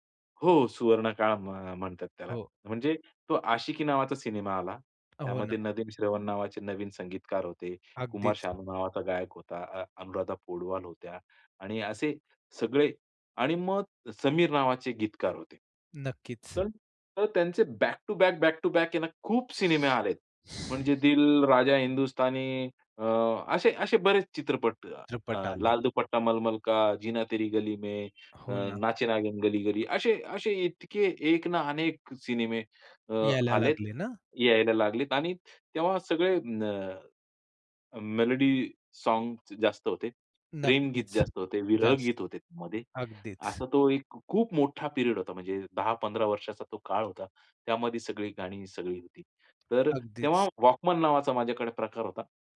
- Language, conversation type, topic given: Marathi, podcast, तणावात तुम्हाला कोणता छंद मदत करतो?
- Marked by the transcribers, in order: tapping; other noise; in English: "बॅक टू बॅक, बॅक टू बॅक"; horn; in English: "मेलोडी सोंग्झ"; in English: "पिरियड"; in English: "वॉकमन"